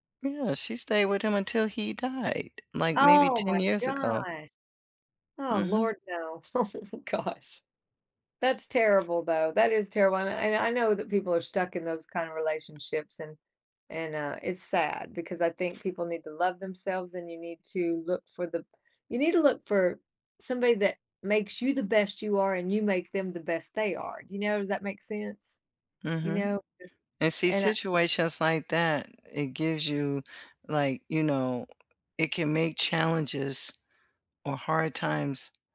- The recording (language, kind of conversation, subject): English, unstructured, What helps a relationship last over time?
- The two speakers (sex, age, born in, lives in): female, 55-59, United States, United States; female, 60-64, United States, United States
- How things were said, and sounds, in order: laughing while speaking: "Oh, gosh"; inhale; tapping; other background noise; unintelligible speech